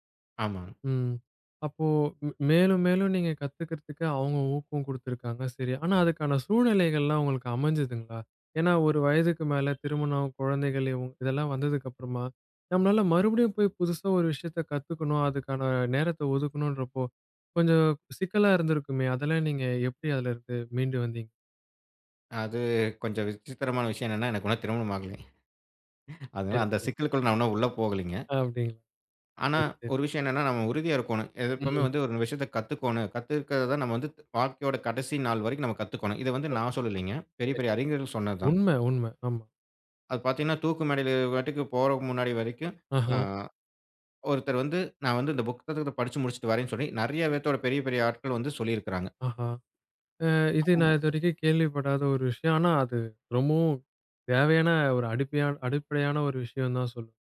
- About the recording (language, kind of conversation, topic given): Tamil, podcast, மறுபடியும் கற்றுக்கொள்ளத் தொடங்க உங்களுக்கு ஊக்கம் எப்படி கிடைத்தது?
- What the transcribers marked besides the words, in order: other background noise; drawn out: "அது"; chuckle; drawn out: "அ"; "புத்தகத்தைப்" said as "புக்கதகத்தைப்"; drawn out: "அ"; "அடிப்படையான-" said as "அடிப்பையான"